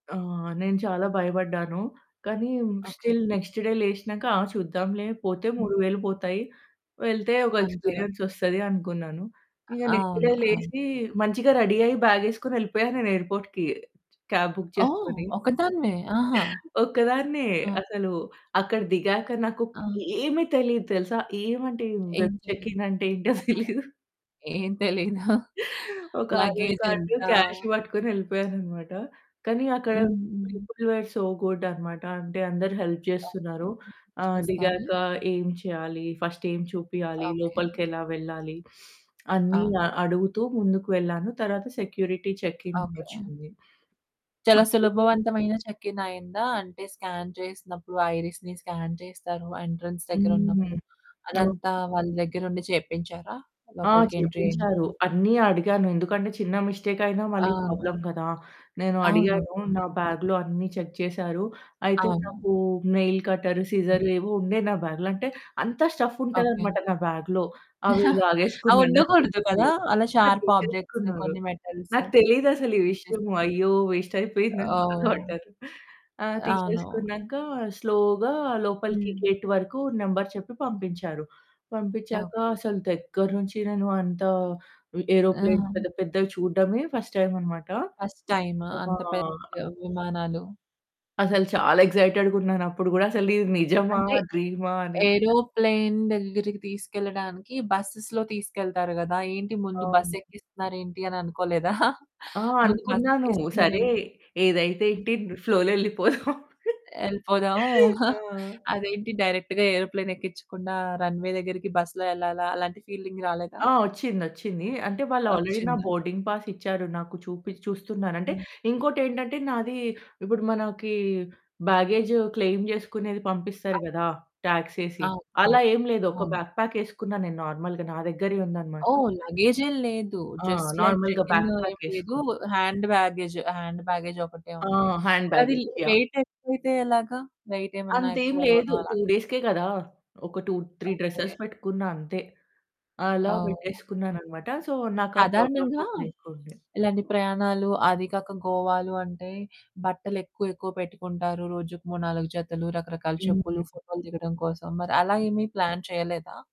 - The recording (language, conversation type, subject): Telugu, podcast, నీ తొలి ఒంటరి ప్రయాణం గురించి చెప్పగలవా?
- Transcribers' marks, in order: in English: "స్టిల్ నెక్స్ట్ డే"; in English: "నెక్స్ట్ డే"; in English: "రెడీ"; in English: "ఎయిర్‌పోర్ట్‌కి. క్యాబ్ బుక్"; other background noise; laughing while speaking: "ఒక్కదాన్నే"; in English: "వెబ్ చెకింగ్"; laughing while speaking: "ఏంటో తెలిదు"; distorted speech; laughing while speaking: "ఏం తెలీదా?"; in English: "క్యాష్"; in English: "పీపుల్ వర్ సో గుడ్"; in English: "హెల్ప్"; in English: "ఫస్ట్"; sniff; in English: "సెక్యూరిటీ చెకింగ్"; in English: "చెకిన్"; in English: "స్కాన్"; in English: "ఐరిస్‌ని స్కాన్"; in English: "ఎంట్రన్స్"; in English: "ఎంట్రీ"; in English: "ప్రాబ్లమ్"; unintelligible speech; in English: "బ్యాగ్‌లో"; in English: "చెక్"; in English: "నైల్ కట్టర్, సిజర్"; in English: "బ్యాగ్‌లో"; giggle; in English: "బ్యాగ్‌లో"; in English: "షార్ప్ ఆబ్జెక్ట్స్"; in English: "మెటల్స్"; in English: "వేస్ట్"; in English: "స్లో‌గా"; in English: "గేట్"; in English: "నంబర్"; in English: "ఏరోప్లేన్స్"; in English: "ఫస్ట్ టైమా?"; in English: "ఫస్ట్"; in English: "ఏరోప్లేన్"; in English: "డ్రీమా"; in English: "బసెస్‌లో"; laughing while speaking: "అని అనుకోలేదా?"; laughing while speaking: "ఫ్లో‌లో యెళ్ళిపోదాం"; giggle; in English: "డైరెక్ట్‌గా ఏరోప్లేన్"; in English: "రన్‌వే"; in English: "ఫీలింగ్"; in English: "ఆల్రెడీ"; in English: "బోర్డింగ్ పాస్"; in English: "బ్యాగేజ్ క్లెయిం"; in English: "టాక్సేసి"; in English: "బ్యాక్"; in English: "నార్మల్‌గా"; in English: "జస్ట్ లైక్ చెకింగ్"; in English: "నార్మల్‌గా బ్యాక్ ప్యాక్"; in English: "హ్యాండ్ బ్యాగేజ్ హ్యాండ్ బ్యాగేజ్"; in English: "హ్యాండ్ బ్యాగేజ్ యాహ్!"; in English: "వెయిట్"; in English: "డేస్‌కే"; in English: "డ్రెసెస్"; in English: "సో"; in English: "ప్రాబ్లమ్"; in English: "ప్లాన్"